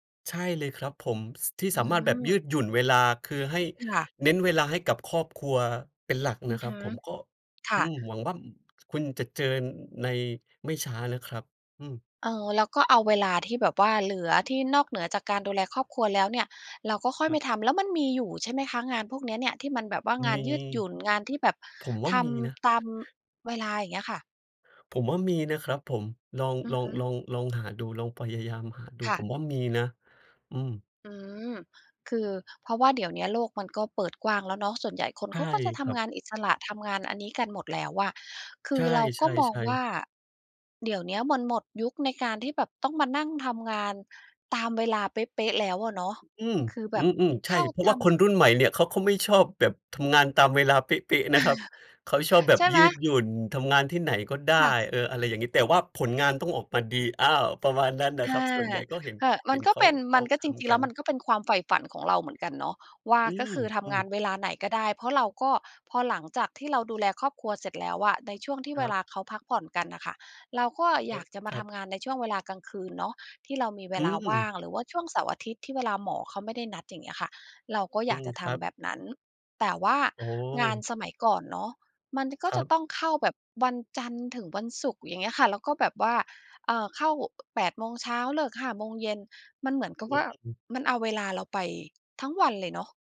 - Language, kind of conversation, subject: Thai, advice, จะต่อรองเงื่อนไขสัญญาหรือข้อเสนองานอย่างไรให้ได้ผล?
- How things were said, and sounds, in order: "ไป" said as "ไม"; other background noise; joyful: "ทำงานตามเวลาเป๊ะ ๆ นะครับ เขาชอบแบบยื … อ้าว ประมาณนั้นน่ะครับ"; chuckle